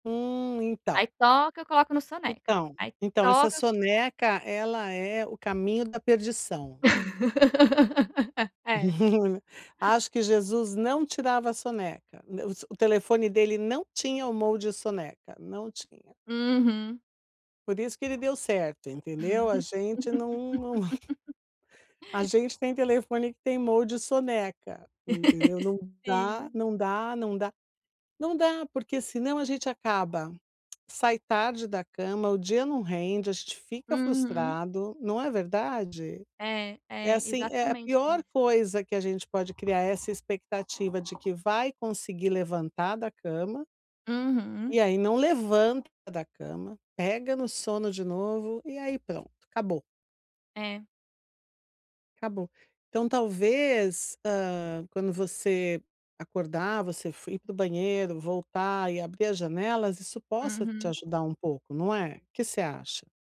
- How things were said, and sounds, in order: tapping; laugh; chuckle; in English: "mode"; laugh; chuckle; in English: "mode"; laugh; other background noise
- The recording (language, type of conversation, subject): Portuguese, advice, Como posso manter a consistência ao criar novos hábitos?